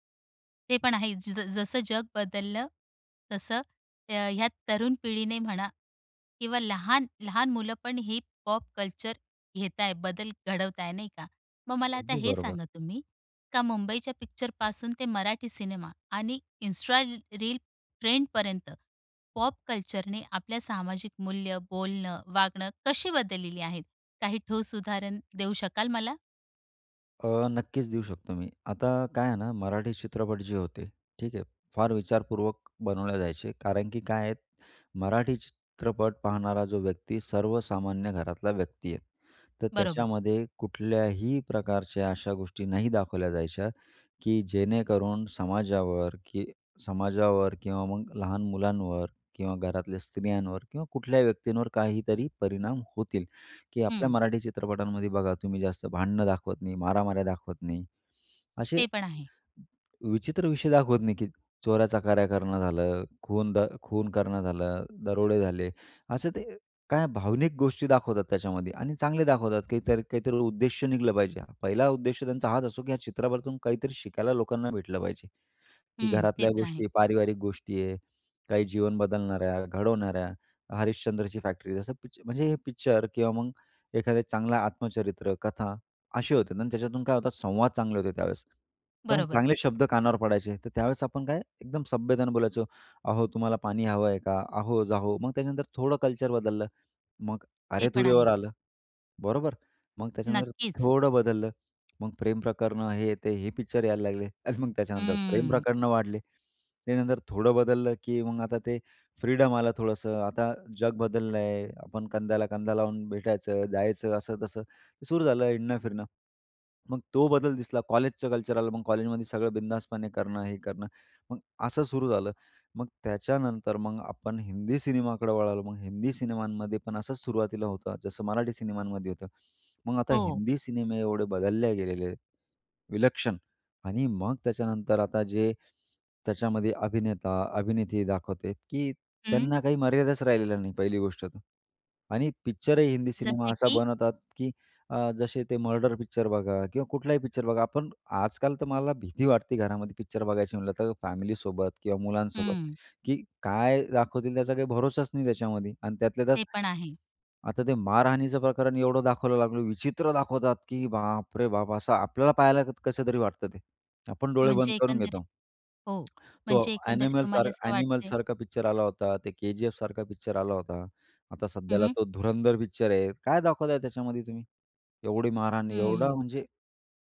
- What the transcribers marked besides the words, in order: in English: "कल्चर"; other background noise; in English: "कल्चर"; laughing while speaking: "आणि मग"; in English: "फ्रीडम"
- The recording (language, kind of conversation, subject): Marathi, podcast, पॉप संस्कृतीने समाजावर कोणते बदल घडवून आणले आहेत?